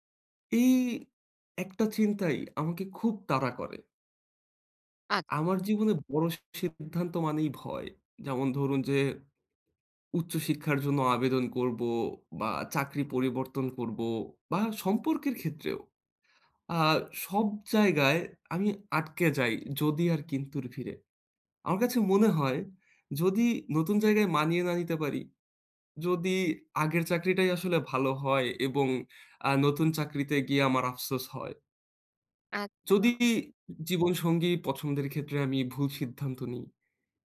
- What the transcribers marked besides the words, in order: none
- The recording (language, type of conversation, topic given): Bengali, advice, আমি কীভাবে ভবিষ্যতে অনুশোচনা কমিয়ে বড় সিদ্ধান্ত নেওয়ার প্রস্তুতি নেব?